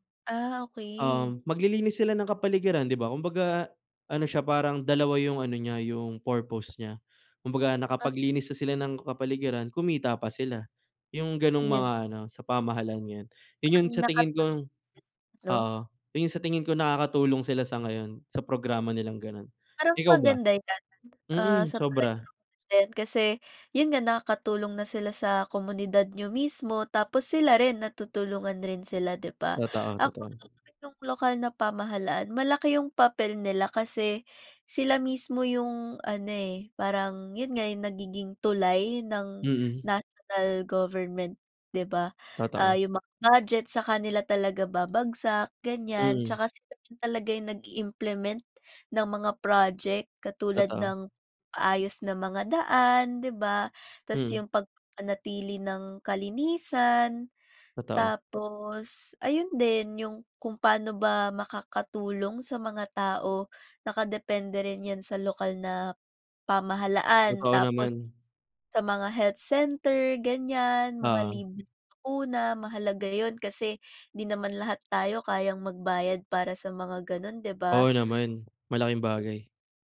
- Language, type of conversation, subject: Filipino, unstructured, Paano mo ilalarawan ang magandang pamahalaan para sa bayan?
- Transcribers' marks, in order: other background noise; tapping; background speech